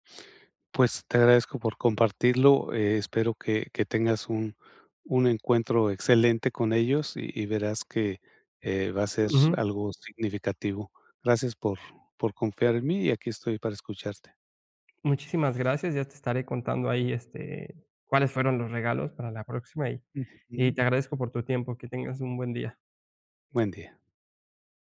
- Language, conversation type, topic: Spanish, advice, ¿Cómo puedo encontrar ropa y regalos con poco dinero?
- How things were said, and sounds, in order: tapping; other background noise; other noise